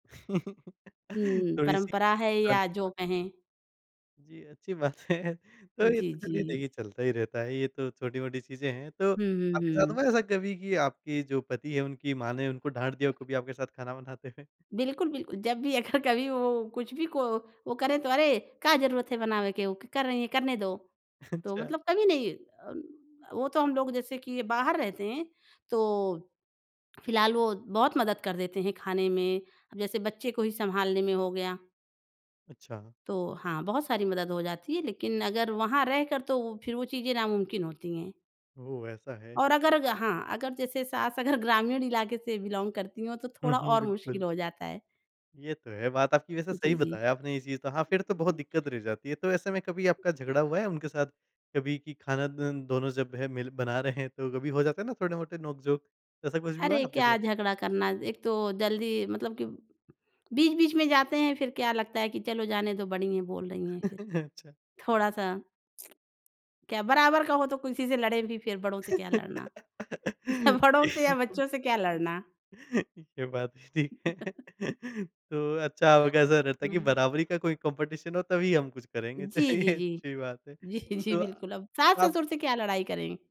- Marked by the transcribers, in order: laughing while speaking: "थोड़ी-सी"; unintelligible speech; laughing while speaking: "अच्छी बातें है"; laughing while speaking: "बनाते हुए?"; laughing while speaking: "अगर"; laughing while speaking: "अच्छा"; in English: "बिलोंग"; other background noise; chuckle; tapping; laughing while speaking: "ये बात ठीक है"; laughing while speaking: "या बड़ों से या बच्चों से क्या लड़ना?"; laugh; in English: "कॉम्पिटिशन"; laughing while speaking: "चलिए अच्छी बात है"; laughing while speaking: "जी, जी, बिल्कुल"
- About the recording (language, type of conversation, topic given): Hindi, podcast, दूसरों के साथ मिलकर खाना बनाना आपके लिए कैसा अनुभव होता है?